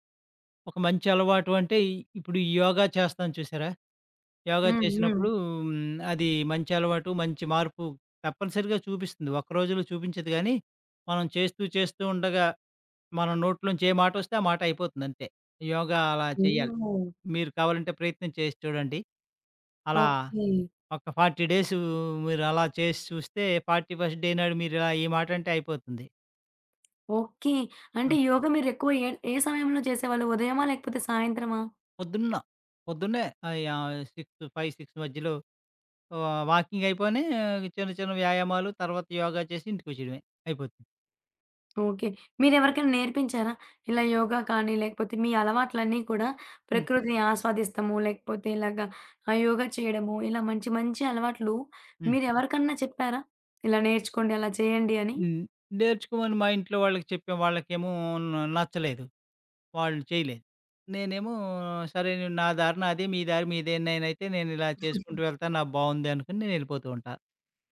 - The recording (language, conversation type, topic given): Telugu, podcast, రోజువారీ పనిలో ఆనందం పొందేందుకు మీరు ఏ చిన్న అలవాట్లు ఎంచుకుంటారు?
- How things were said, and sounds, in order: in English: "ఫార్టీ"; in English: "ఫార్టీ ఫస్ట్ డే"; tapping; in English: "వా వాకింగ్"; other background noise; giggle